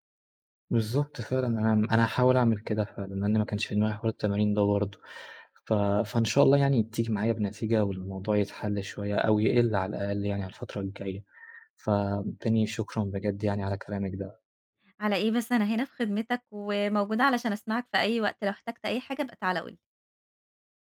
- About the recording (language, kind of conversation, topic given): Arabic, advice, إزاي بتمنعك الأفكار السريعة من النوم والراحة بالليل؟
- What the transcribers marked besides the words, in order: other background noise